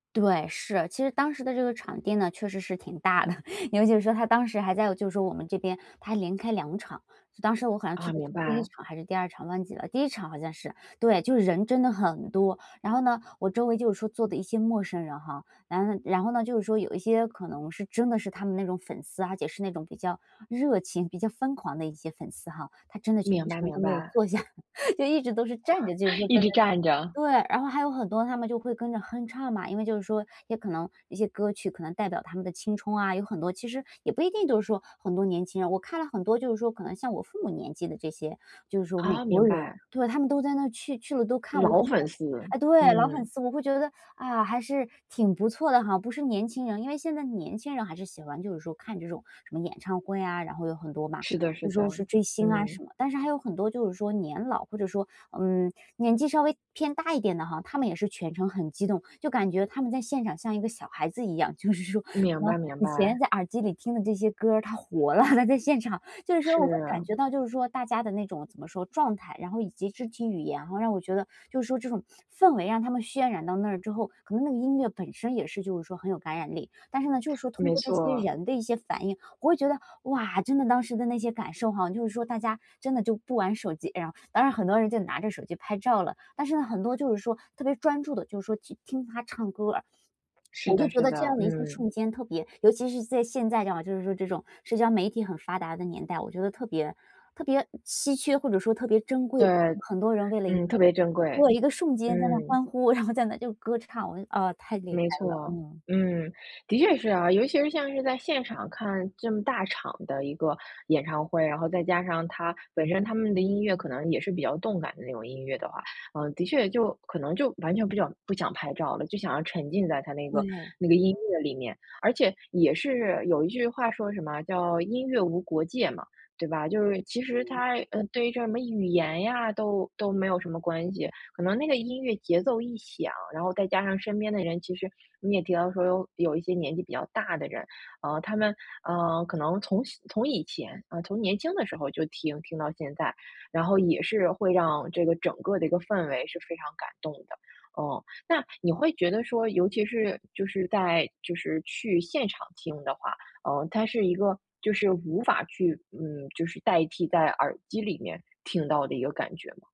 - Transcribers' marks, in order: chuckle; laugh; chuckle; "青春" said as "青冲"; laughing while speaking: "就是说"; laughing while speaking: "它在现场"; sniff; other background noise; tapping; laughing while speaking: "然后在那就歌唱"
- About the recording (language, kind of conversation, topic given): Chinese, podcast, 现场音乐最让你印象深刻的瞬间是什么？